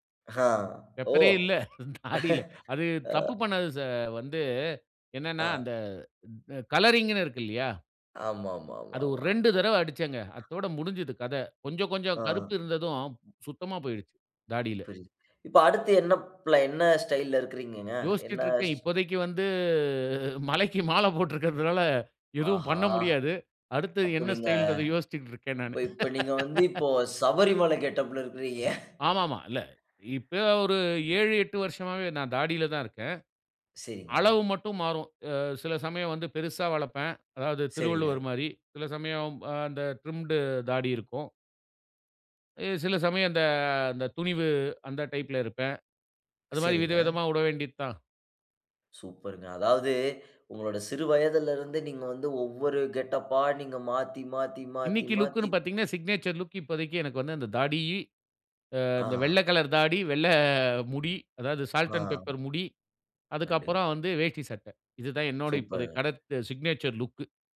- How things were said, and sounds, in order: laughing while speaking: "ஆஹ. ஓ! அ"; in English: "பெப்பரே"; laughing while speaking: "இல்ல நாடியில"; other background noise; drawn out: "வந்து"; laughing while speaking: "மலைக்கு மால போட்டுருக்குறதுனால எதுவும் பண்ண முடியாது. அடுத்து என்ன ஸ்டைல்ன்றத யோசிச்சிட்டுருக்கேன் நானு"; surprised: "ஆஹா!"; in English: "கெட்டப்‌ல"; other noise; laugh; in English: "ட்ரிம்ட்"; drawn out: "அந்த"; in English: "கெட்டப்பா"; in English: "லுக்னு"; in English: "சிக்னேச்சர் லுக்"; in English: "சால்ட் அண்ட் பேப்பர்"; in English: "சிக்னேச்சர் லுக்"
- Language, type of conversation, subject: Tamil, podcast, தனித்துவமான ஒரு அடையாள தோற்றம் உருவாக்கினாயா? அதை எப்படி உருவாக்கினாய்?